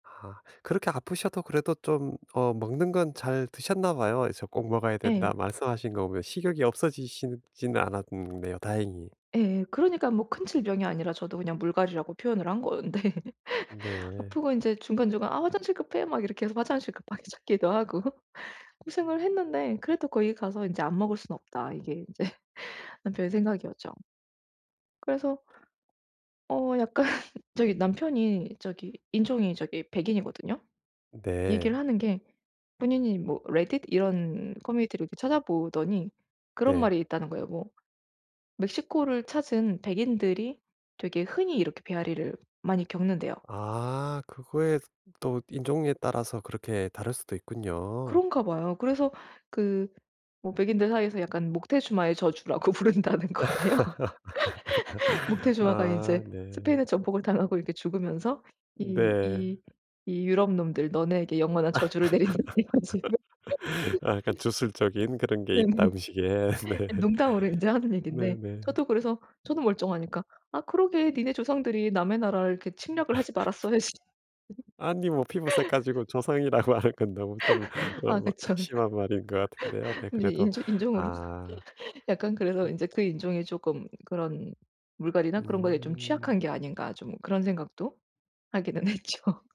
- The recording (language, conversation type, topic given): Korean, advice, 여행할 때 안전과 건강을 잘 지키려면 어떻게 해야 하나요?
- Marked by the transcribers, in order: tapping; laughing while speaking: "건데"; laugh; other background noise; laughing while speaking: "급하게 찾기도 하고"; laughing while speaking: "인제"; laughing while speaking: "약간"; laughing while speaking: "부른다는 거예요"; laugh; other noise; laugh; laughing while speaking: "내린다. 이런 식으로"; laugh; laughing while speaking: "네네"; laughing while speaking: "네"; laugh; laughing while speaking: "말았어야지"; laughing while speaking: "조상이라 말할 건"; laugh; laughing while speaking: "했죠"